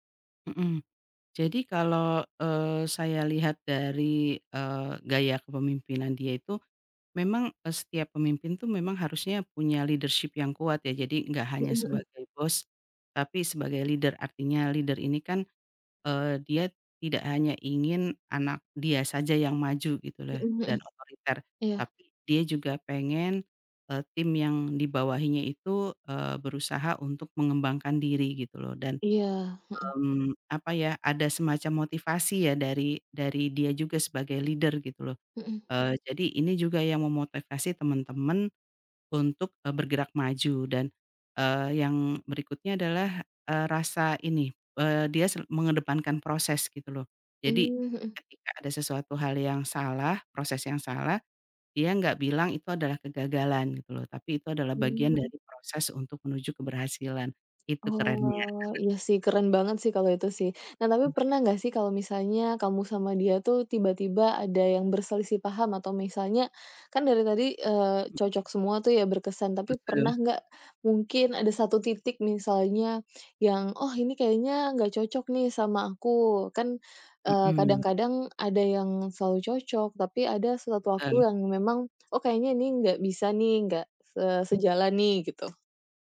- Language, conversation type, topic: Indonesian, podcast, Cerita tentang bos atau manajer mana yang paling berkesan bagi Anda?
- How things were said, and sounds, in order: in English: "leadership"; in English: "leader"; in English: "leader"; in English: "leader"; "memotivasi" said as "memotevasi"; tapping; other background noise; unintelligible speech